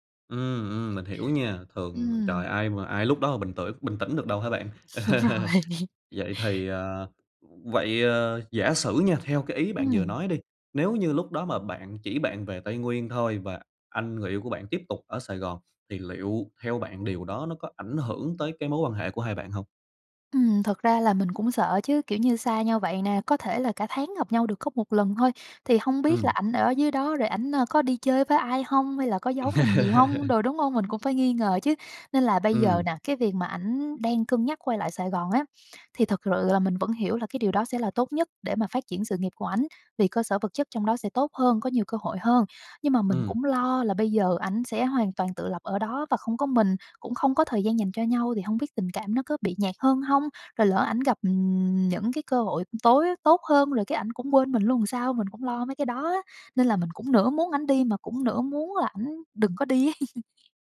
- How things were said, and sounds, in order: other background noise; "tĩnh" said as "tỡi"; laughing while speaking: "Đúng rồi"; laugh; tapping; laugh; "sự" said as "rự"; laugh
- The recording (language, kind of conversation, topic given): Vietnamese, advice, Bạn và bạn đời nên thảo luận và ra quyết định thế nào về việc chuyển đi hay quay lại để tránh tranh cãi?